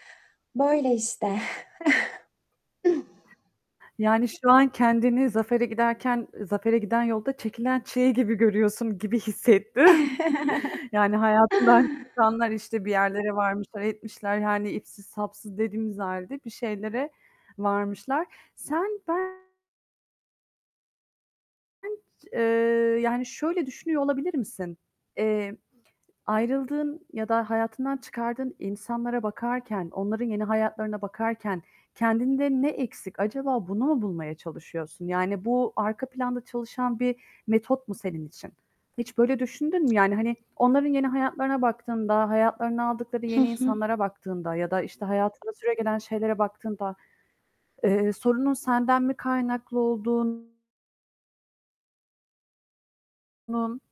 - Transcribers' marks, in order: chuckle; other background noise; static; laughing while speaking: "hissettim"; laugh; distorted speech; unintelligible speech; tapping
- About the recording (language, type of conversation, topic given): Turkish, advice, Eski partnerinizi sosyal medyada takip etmeyi neden bırakamıyorsunuz?